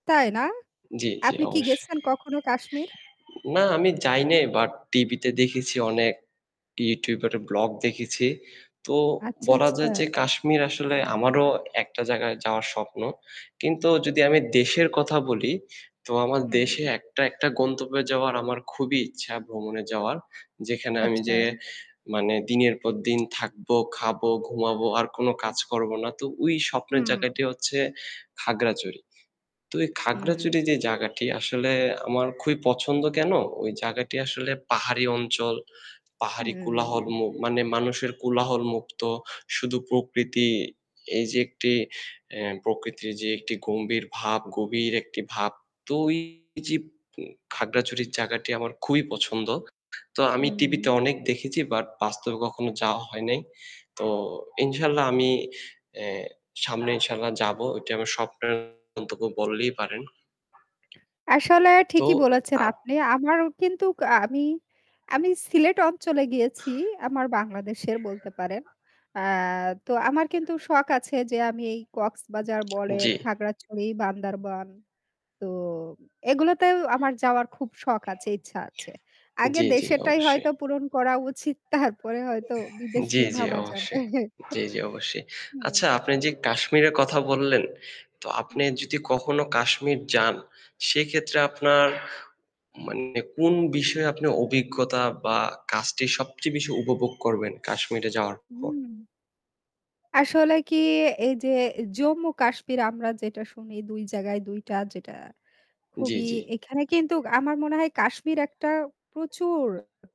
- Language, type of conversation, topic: Bengali, unstructured, আপনার স্বপ্নের ভ্রমণের গন্তব্য কোথায়?
- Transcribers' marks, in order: other background noise; static; tapping; "খাগড়াছড়ি" said as "খাগড়চড়ি"; "খাগড়াছড়ি" said as "খাগড়চড়ি"; horn; distorted speech; "বান্দরবান" said as "বান্দারবন"; laughing while speaking: "তারপরে হয়তো"; chuckle